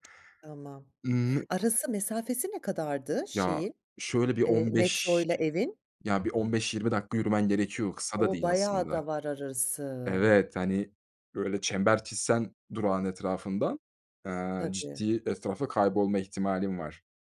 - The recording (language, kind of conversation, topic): Turkish, podcast, Yurt dışındayken kaybolduğun bir anını anlatır mısın?
- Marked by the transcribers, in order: other background noise